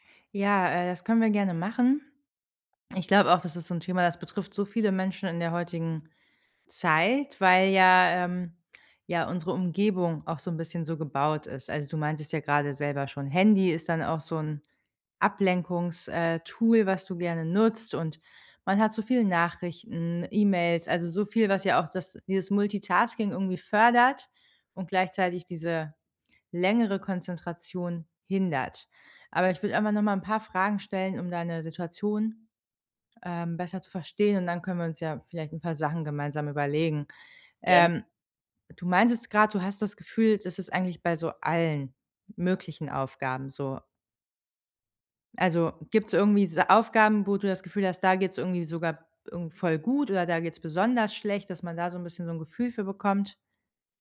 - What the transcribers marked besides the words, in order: none
- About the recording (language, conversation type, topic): German, advice, Wie raubt dir ständiges Multitasking Produktivität und innere Ruhe?